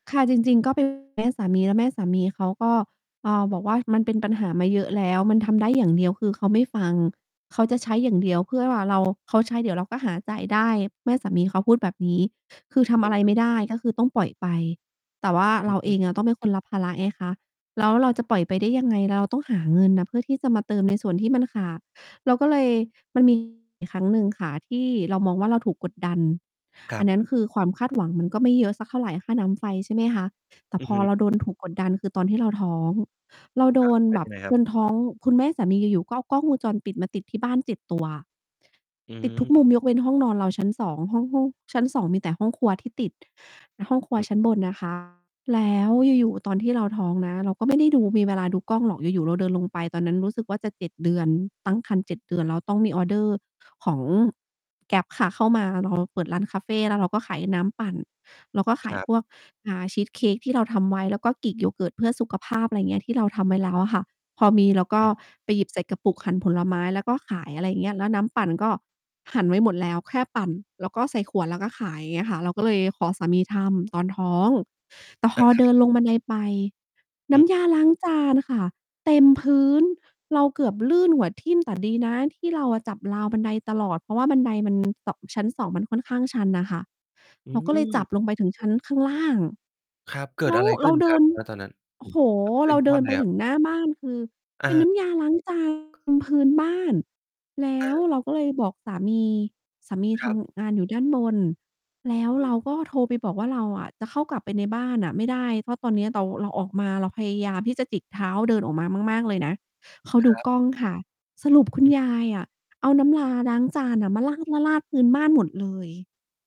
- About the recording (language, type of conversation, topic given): Thai, advice, ความคาดหวังจากญาติทำให้คุณรู้สึกกดดันหรือถูกตัดสินอย่างไร?
- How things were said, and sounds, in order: distorted speech; tapping; other background noise; static